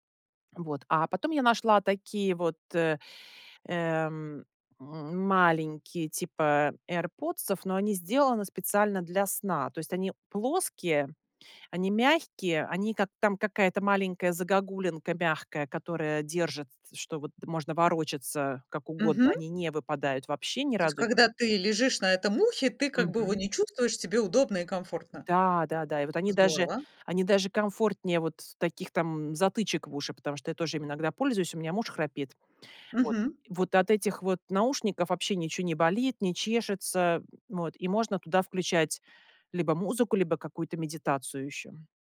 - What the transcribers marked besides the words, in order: none
- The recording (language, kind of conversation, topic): Russian, podcast, Что для тебя важнее: качество сна или его продолжительность?